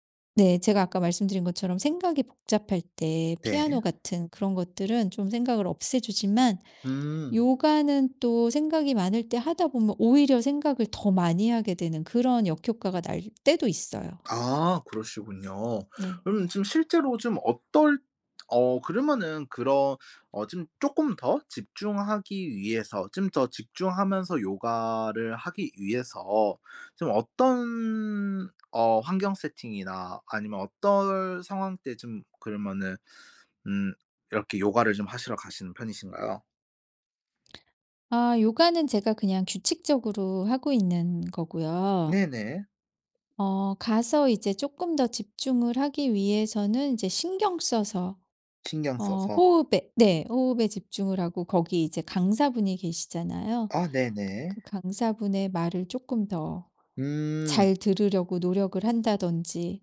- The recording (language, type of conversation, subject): Korean, podcast, 어떤 활동을 할 때 완전히 몰입하시나요?
- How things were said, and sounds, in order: other background noise; tapping